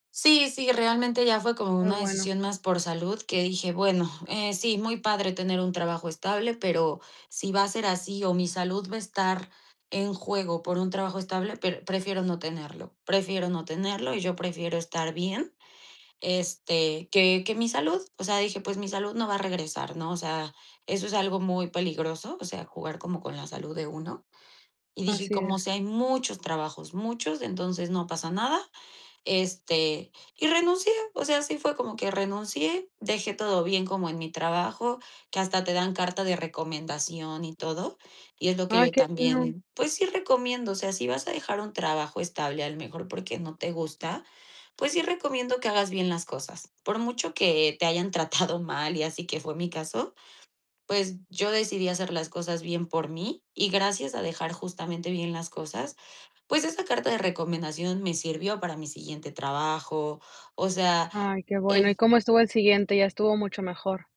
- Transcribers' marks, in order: none
- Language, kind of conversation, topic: Spanish, podcast, ¿Cómo decidiste dejar un trabajo estable?